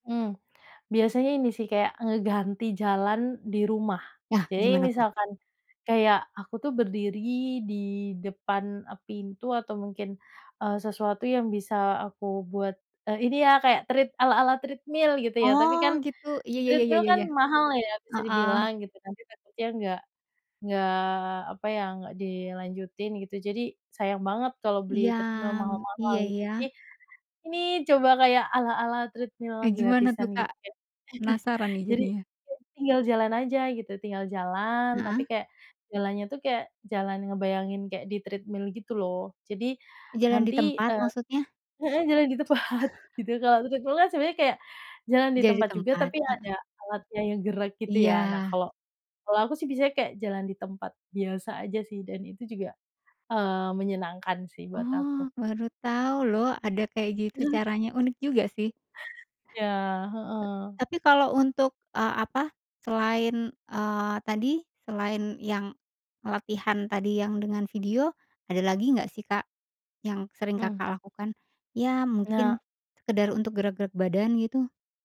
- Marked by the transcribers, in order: in English: "treadmill"; in English: "treadmill"; tapping; in English: "treadmill"; in English: "treadmill"; chuckle; other background noise; laughing while speaking: "tempat"; in English: "treadmill"; other noise
- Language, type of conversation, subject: Indonesian, podcast, Bagaimana kamu tetap termotivasi untuk rutin berolahraga?